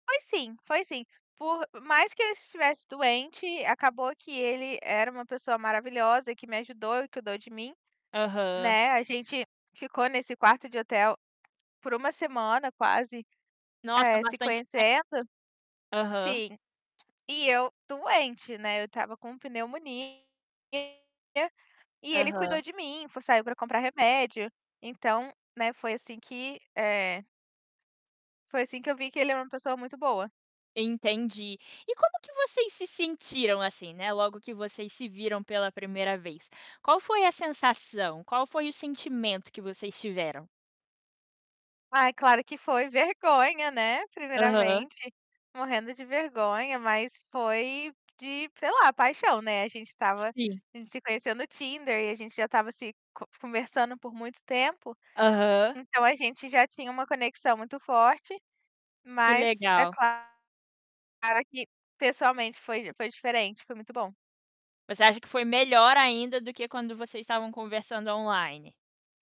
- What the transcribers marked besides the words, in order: tapping; other background noise; distorted speech; static
- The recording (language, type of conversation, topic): Portuguese, podcast, Como foi o encontro mais inesperado que você teve durante uma viagem?